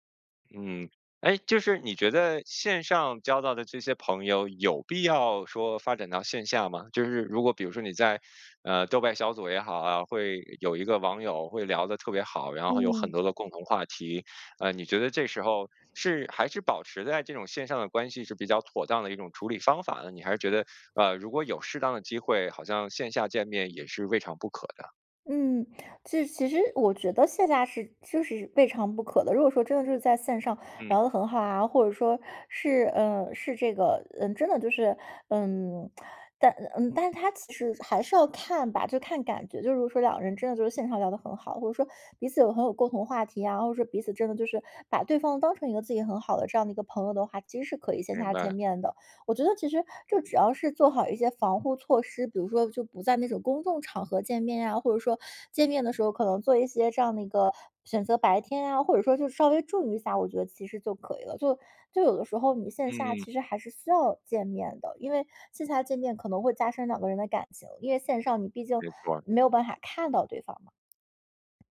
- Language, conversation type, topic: Chinese, podcast, 你怎么看待线上交友和线下交友？
- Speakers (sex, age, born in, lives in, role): female, 30-34, China, Ireland, guest; male, 40-44, China, United States, host
- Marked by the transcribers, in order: other background noise; other noise